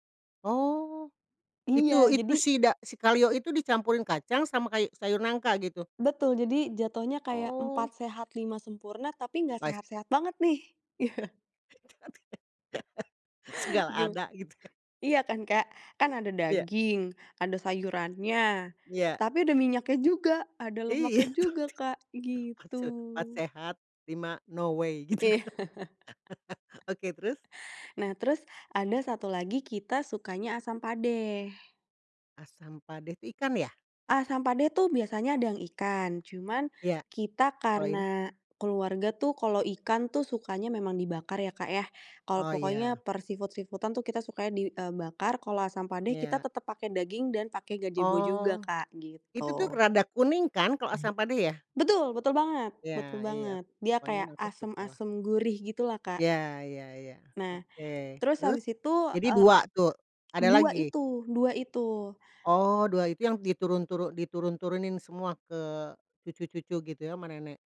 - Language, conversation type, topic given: Indonesian, podcast, Bagaimana keluarga kalian menjaga dan mewariskan resep masakan turun-temurun?
- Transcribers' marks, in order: chuckle; laughing while speaking: "betul tuh. Empat"; tapping; in English: "no way"; chuckle; laughing while speaking: "gitu kan"; chuckle; in English: "seafood-seafood-an"